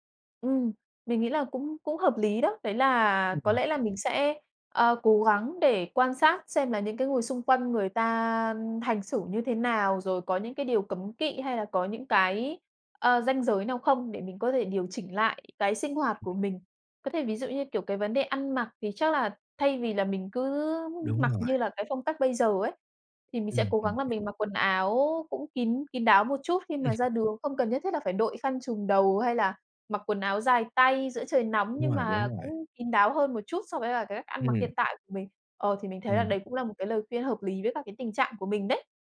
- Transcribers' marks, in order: other background noise; tapping
- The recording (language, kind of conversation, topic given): Vietnamese, advice, Bạn đã trải nghiệm sốc văn hóa, bối rối về phong tục và cách giao tiếp mới như thế nào?